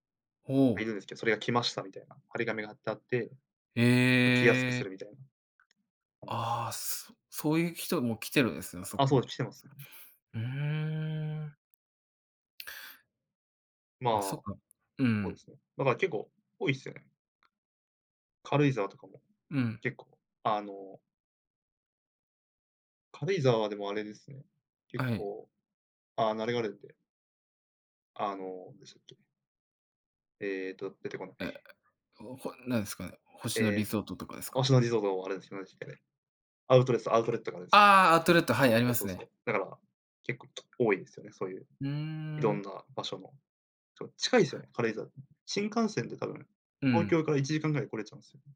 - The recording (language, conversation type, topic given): Japanese, unstructured, 地域のおすすめスポットはどこですか？
- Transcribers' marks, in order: tapping